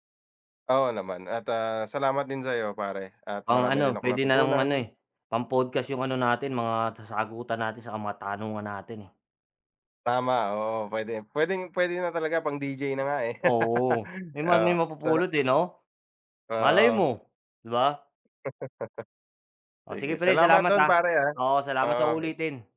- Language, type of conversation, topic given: Filipino, unstructured, Ano ang opinyon mo tungkol sa epekto ng teknolohiya sa ating pang-araw-araw na gawain?
- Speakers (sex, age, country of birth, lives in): male, 30-34, Philippines, Philippines; male, 35-39, Philippines, Philippines
- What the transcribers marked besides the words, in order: laugh; laugh